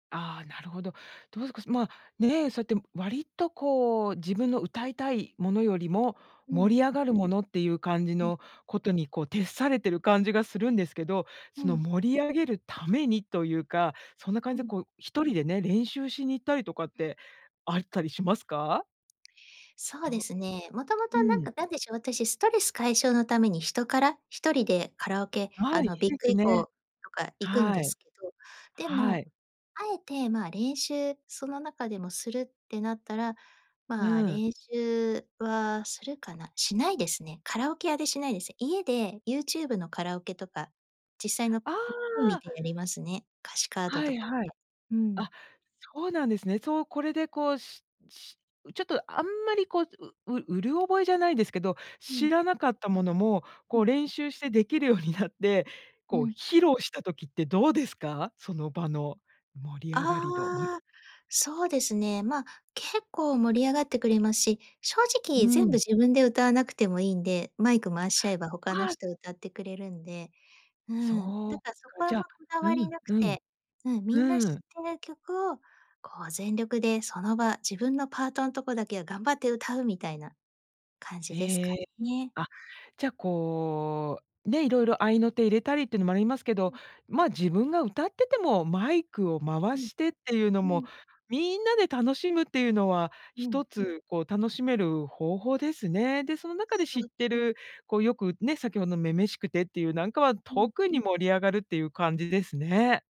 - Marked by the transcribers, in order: other noise; tapping; "うろ覚え" said as "うるおぼえ"
- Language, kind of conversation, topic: Japanese, podcast, 普段カラオケでよく歌う曲は何ですか？
- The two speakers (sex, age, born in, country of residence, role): female, 45-49, Japan, Japan, guest; female, 50-54, Japan, United States, host